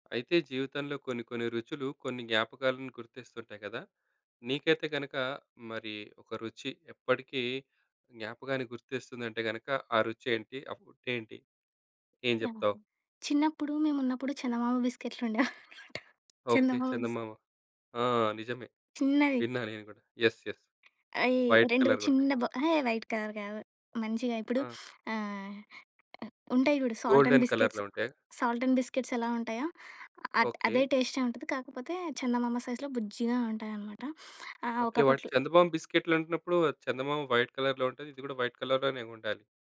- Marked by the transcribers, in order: tapping; in English: "ఫుడ్"; other noise; laughing while speaking: "ఉండేవనమాట"; in English: "యెస్. యెస్ వైట్"; in English: "వైట్ కలర్"; in English: "సాల్ట్ అండ్ బిస్కెట్స్, సాల్ట్ అండ్ బిస్కిట్స్"; in English: "గోల్డెన్ కలర్‌లో"; in English: "టేస్టే"; in English: "సైజ్‌లో"; in English: "వైట్ కలర్‌లో"; in English: "వైట్ కలర్‌లోనే"
- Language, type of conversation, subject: Telugu, podcast, ఏ రుచి మీకు ఒకప్పటి జ్ఞాపకాన్ని గుర్తుకు తెస్తుంది?